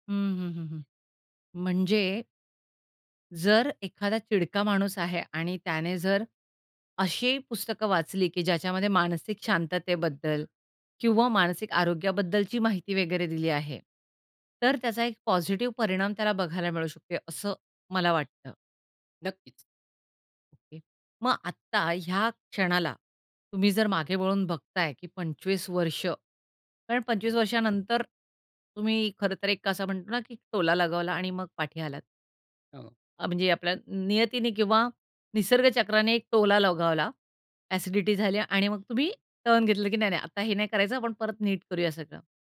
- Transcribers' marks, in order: other background noise; tapping
- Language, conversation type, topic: Marathi, podcast, रात्री झोपायला जाण्यापूर्वी तुम्ही काय करता?